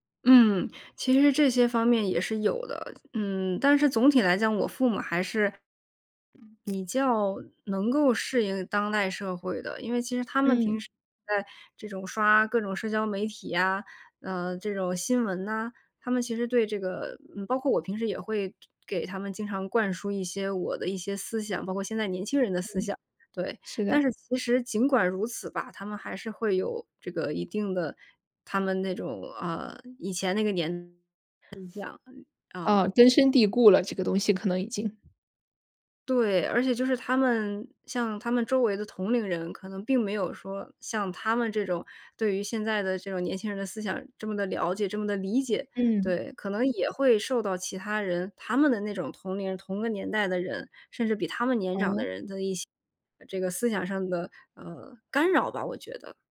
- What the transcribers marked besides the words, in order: other background noise; unintelligible speech
- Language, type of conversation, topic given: Chinese, podcast, 当父母干预你的生活时，你会如何回应？